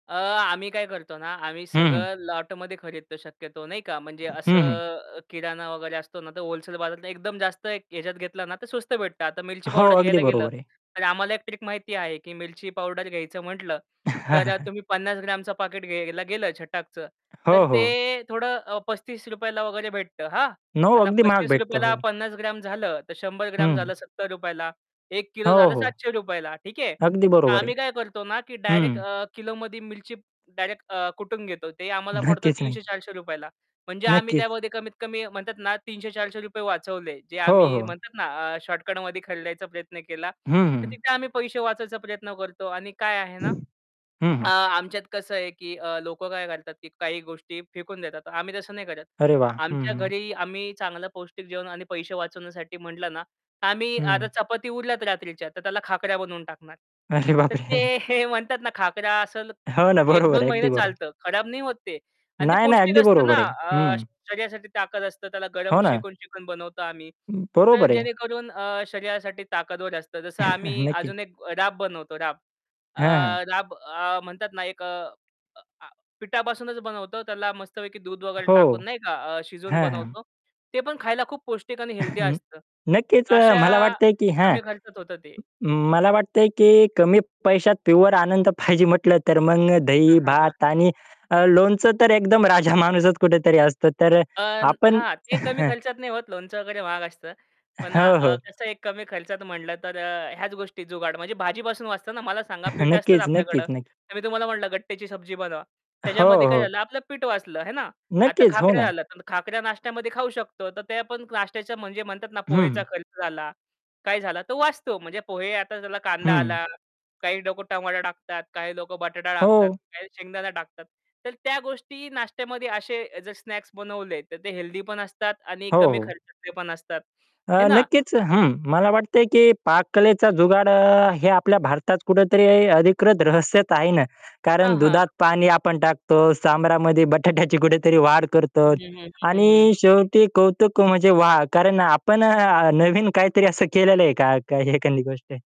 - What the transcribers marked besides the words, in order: other background noise; tapping; chuckle; distorted speech; laughing while speaking: "नक्कीच, नक्की"; other noise; laughing while speaking: "अरे बाप रे!"; laughing while speaking: "बरोबर आहे"; chuckle; chuckle; chuckle; chuckle; laughing while speaking: "राजा माणूसच"; chuckle; chuckle; static; laughing while speaking: "बटाट्याची कुठेतरी"; laughing while speaking: "नवीन काहीतरी असं केलेलं आहे का, का एखादी गोष्ट?"
- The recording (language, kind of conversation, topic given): Marathi, podcast, खर्च कमी ठेवून पौष्टिक आणि चविष्ट जेवण कसे बनवायचे?